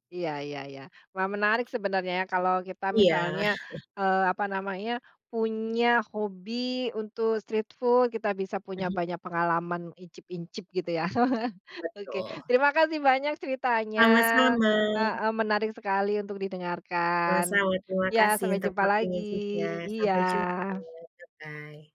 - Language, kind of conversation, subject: Indonesian, podcast, Ceritakan pengalaman makan jajanan kaki lima yang paling berkesan?
- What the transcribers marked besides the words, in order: other background noise; chuckle; in English: "street food"; "icip-icip" said as "icip-incip"; tapping; chuckle; in English: "Bye-bye"